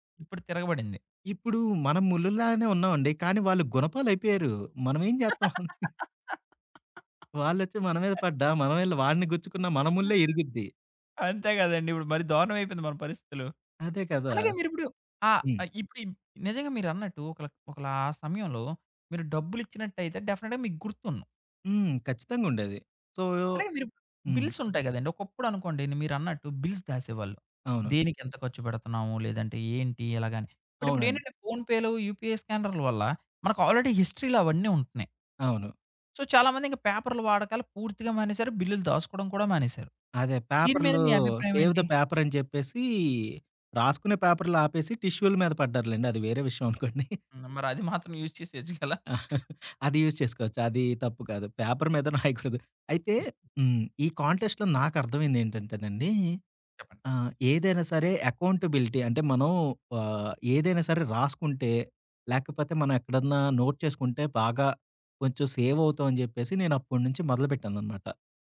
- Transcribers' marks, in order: laugh; other background noise; chuckle; laughing while speaking: "అంతే కదండి"; in English: "డెఫనెట్‌గా"; in English: "సో"; in English: "బిల్స్"; in English: "బిల్స్"; in English: "బట్"; in English: "యూపీఎ"; in English: "ఆల్‌రడీ హిస్టరీలో"; in English: "సో"; in English: "పేపర్‌లో సేవ్ ద పేపర్"; laughing while speaking: "అనుకోండి"; in English: "యూజ్"; laughing while speaking: "చేసేయొచ్చు గలా"; chuckle; in English: "యూజ్"; in English: "కాంటెస్ట్‌లో"; in English: "ఎకౌంటబిలిటీ"; in English: "నోట్"
- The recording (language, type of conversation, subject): Telugu, podcast, పేపర్లు, బిల్లులు, రశీదులను మీరు ఎలా క్రమబద్ధం చేస్తారు?